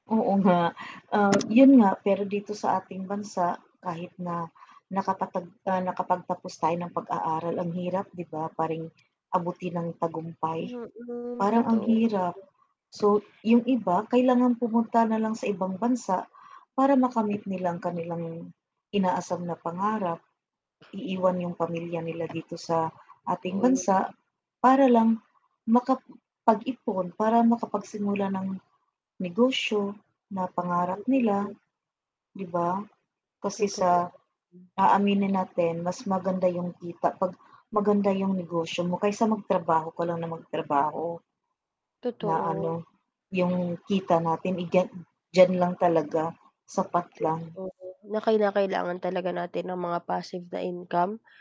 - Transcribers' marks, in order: static; tapping; distorted speech
- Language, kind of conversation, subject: Filipino, unstructured, Paano nagbago ang pananaw mo sa tagumpay mula pagkabata hanggang ngayon?